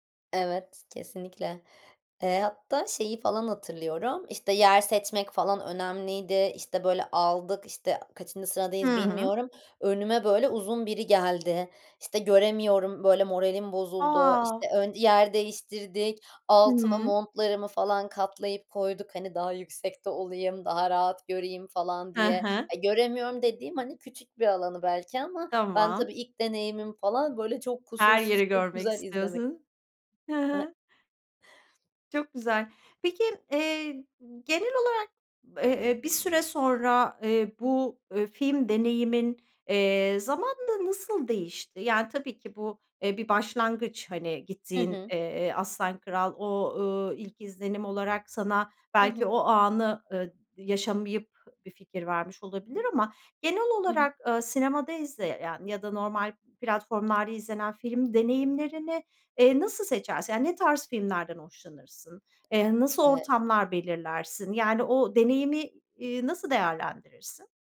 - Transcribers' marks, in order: other background noise; unintelligible speech
- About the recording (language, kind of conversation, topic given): Turkish, podcast, Unutamadığın en etkileyici sinema deneyimini anlatır mısın?